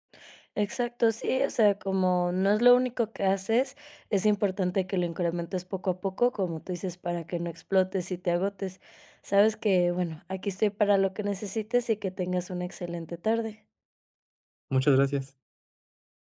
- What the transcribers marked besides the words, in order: none
- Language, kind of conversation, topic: Spanish, advice, ¿Cómo puedo encontrar inspiración constante para mantener una práctica creativa?